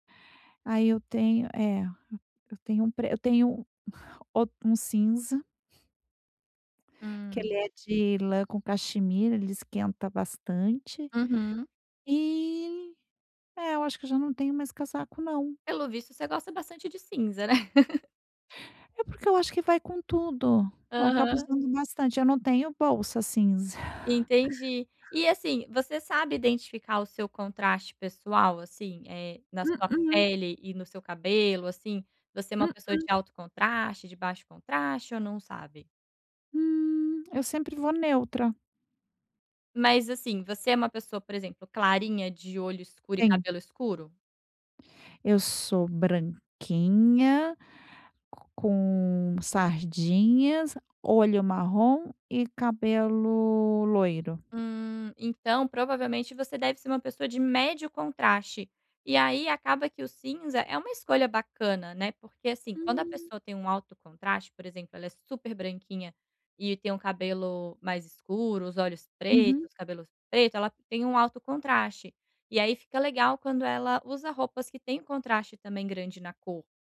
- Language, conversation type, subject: Portuguese, advice, Como posso escolher roupas que me caiam bem e me façam sentir bem?
- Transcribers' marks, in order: laugh; chuckle